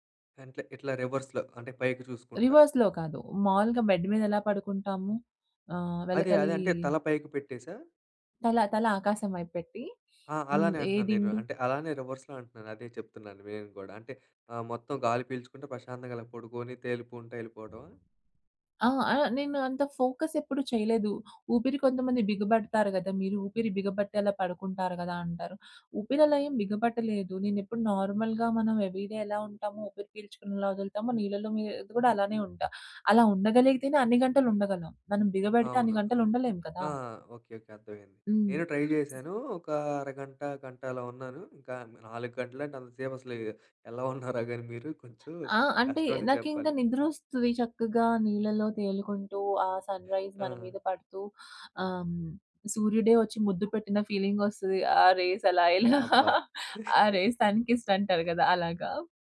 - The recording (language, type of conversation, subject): Telugu, podcast, మీకు ఆనందం కలిగించే హాబీ గురించి చెప్పగలరా?
- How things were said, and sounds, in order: "అంటె" said as "అంట్లే"; in English: "రివర్స్‌లో"; in English: "రివర్స్‌లో"; in English: "బెడ్"; in English: "రివర్స్‌లో"; in English: "ఫోకస్"; in English: "నార్మల్‍గా"; in English: "ఎవ్రీడే"; in English: "ట్రై"; other background noise; in English: "సన్‌రైస్"; in English: "ఫీలింగ్"; in English: "రేస్"; laughing while speaking: "అలా ఇలా"; in English: "రేస్ సన్ కీస్"; chuckle